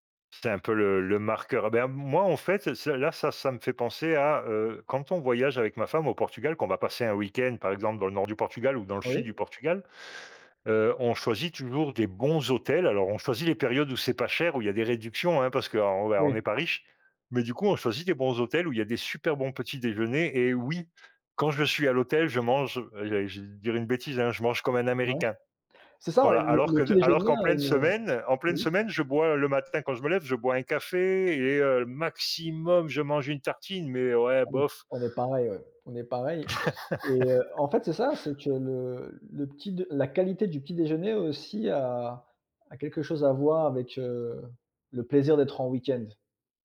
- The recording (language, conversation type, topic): French, unstructured, Comment passes-tu ton temps libre le week-end ?
- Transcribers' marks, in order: unintelligible speech; tapping; stressed: "oui"; laugh; other background noise